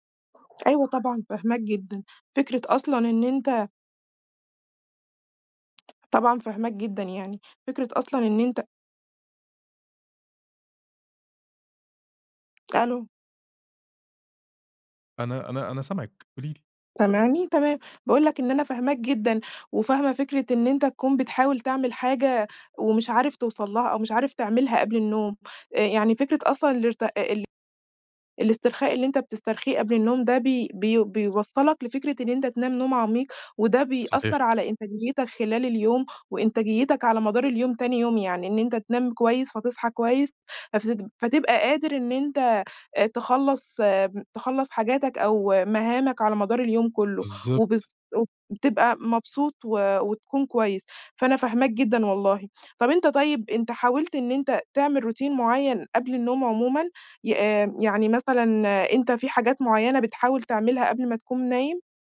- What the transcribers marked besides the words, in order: other background noise; tapping; unintelligible speech; in English: "روتين"
- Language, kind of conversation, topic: Arabic, advice, إزاي أقدر ألتزم بروتين للاسترخاء قبل النوم؟